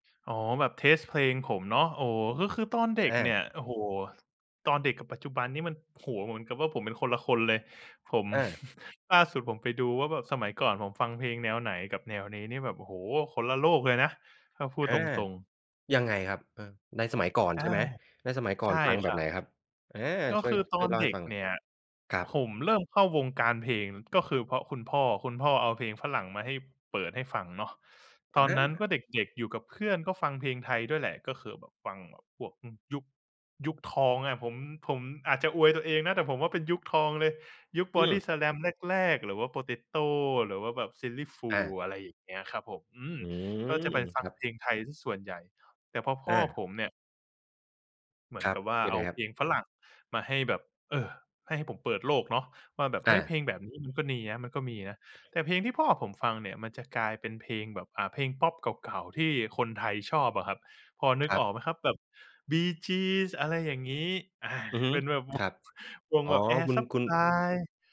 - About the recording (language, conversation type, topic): Thai, podcast, เพลงที่คุณชอบเปลี่ยนไปอย่างไรบ้าง?
- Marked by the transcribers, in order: other background noise; in English: "เทสต์"; tapping; chuckle